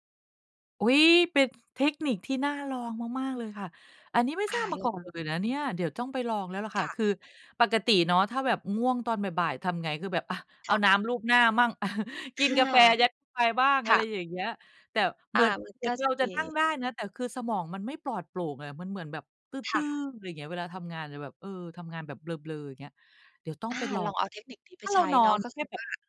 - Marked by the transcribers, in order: none
- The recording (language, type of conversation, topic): Thai, advice, คุณใช้กาแฟหรือเครื่องดื่มชูกำลังแทนการนอนบ่อยแค่ไหน?